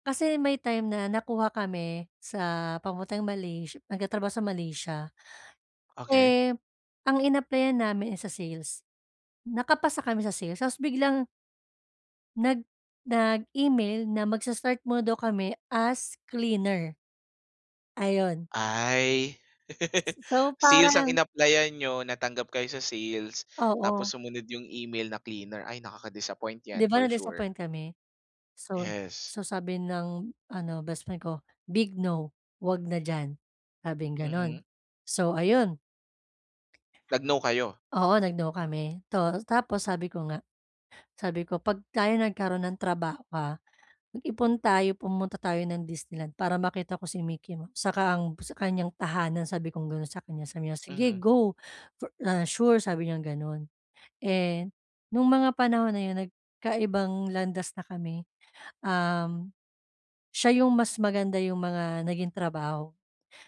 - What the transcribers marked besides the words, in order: laugh; other background noise; unintelligible speech
- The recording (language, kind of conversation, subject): Filipino, advice, Paano ko haharapin ang inggit na nararamdaman ko sa aking kaibigan?